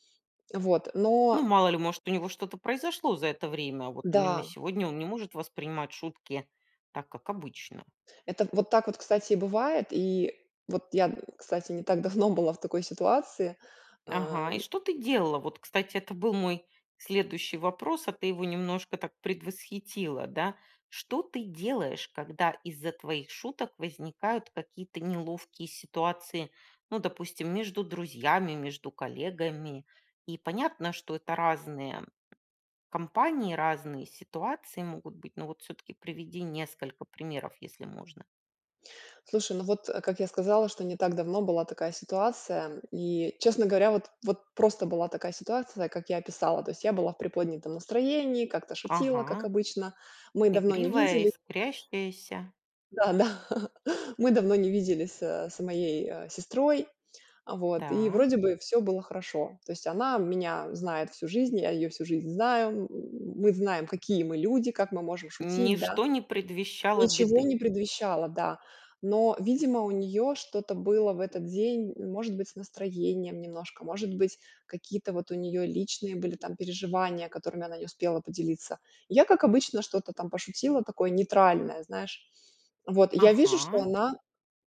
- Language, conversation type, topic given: Russian, podcast, Как вы используете юмор в разговорах?
- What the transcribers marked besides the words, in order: tapping; chuckle